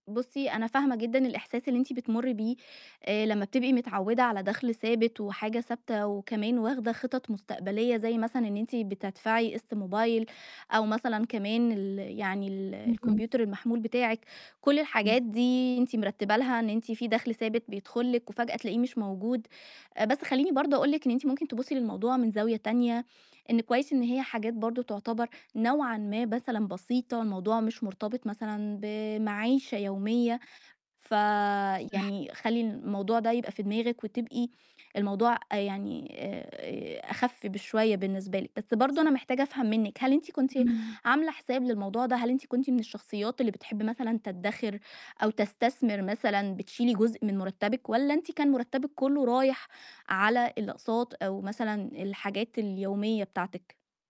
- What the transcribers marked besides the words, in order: unintelligible speech
- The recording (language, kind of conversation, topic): Arabic, advice, أعمل إيه لو اتفصلت من الشغل فجأة ومش عارف/ة أخطط لمستقبلي المادي والمهني؟